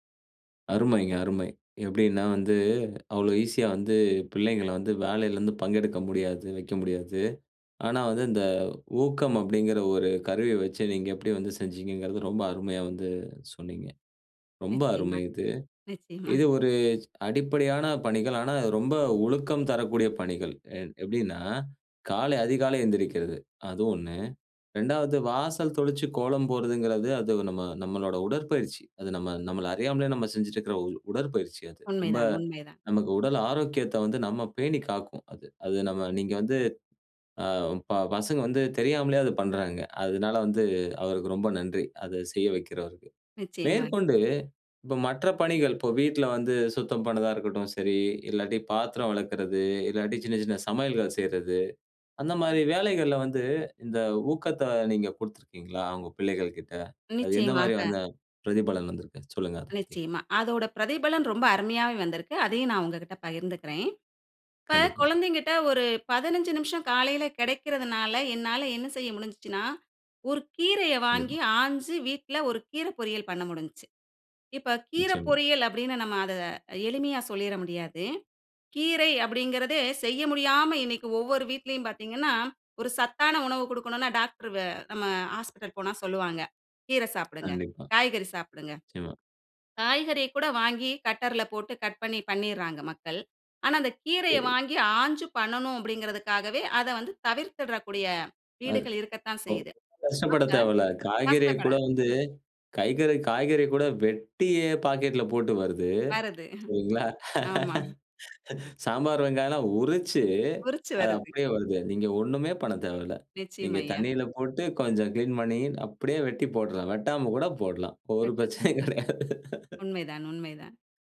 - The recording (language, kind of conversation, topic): Tamil, podcast, வீட்டுப் பணிகளில் பிள்ளைகள் எப்படிப் பங்குபெறுகிறார்கள்?
- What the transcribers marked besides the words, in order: laughing while speaking: "நிச்சயமா"; in English: "கட்டர்ல"; "காய்கறி-" said as "கைகறி"; laugh; chuckle; drawn out: "உரிச்சு"; laughing while speaking: "ஒரு பிரச்சனையும் கெடையாது"